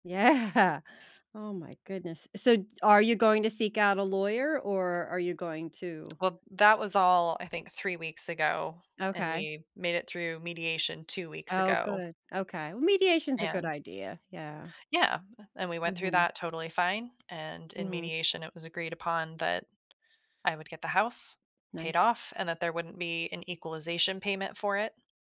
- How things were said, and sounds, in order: laughing while speaking: "Yeah"; tapping
- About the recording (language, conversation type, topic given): English, advice, How can I reduce stress and improve understanding with my partner?
- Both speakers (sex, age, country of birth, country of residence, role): female, 40-44, United States, United States, user; female, 50-54, United States, United States, advisor